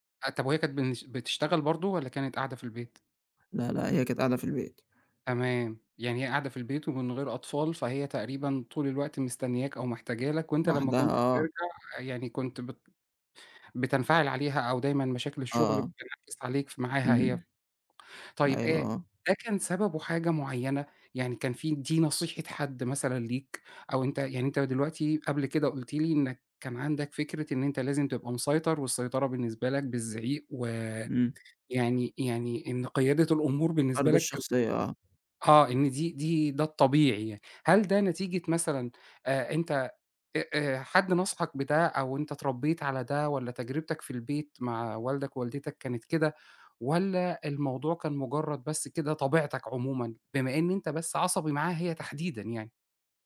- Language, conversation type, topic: Arabic, advice, إزاي بتتعامل مع إحساس الذنب ولوم النفس بعد الانفصال؟
- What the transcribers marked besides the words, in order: none